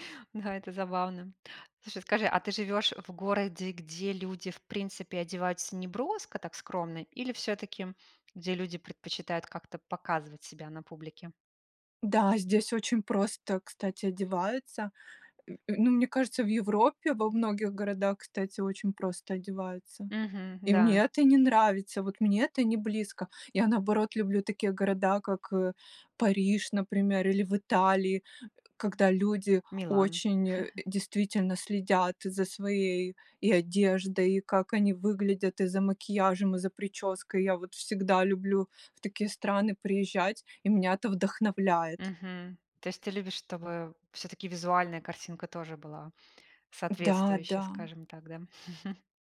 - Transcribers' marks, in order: chuckle; chuckle
- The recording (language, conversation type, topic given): Russian, podcast, Откуда ты черпаешь вдохновение для создания образов?